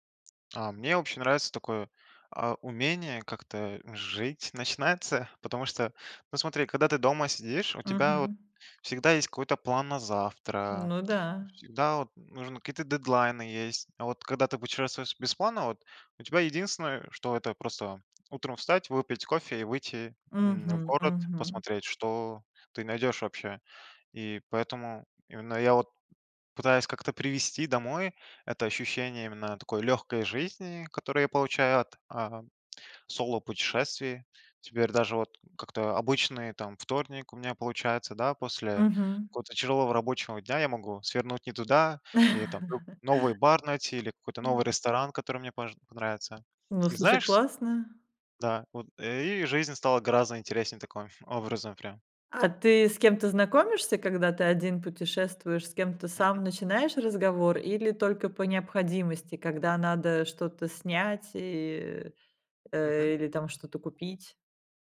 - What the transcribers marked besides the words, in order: tapping; laugh
- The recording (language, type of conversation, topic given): Russian, podcast, Чему тебя научило путешествие без жёсткого плана?